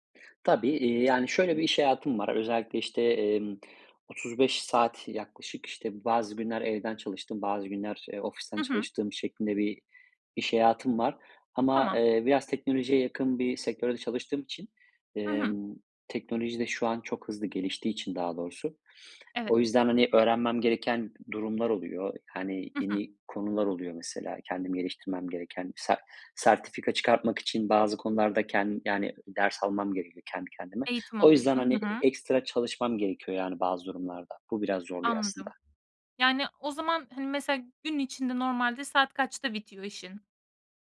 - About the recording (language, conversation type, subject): Turkish, podcast, İş ve özel hayat dengesini nasıl kuruyorsun, tavsiyen nedir?
- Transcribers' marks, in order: sniff; tapping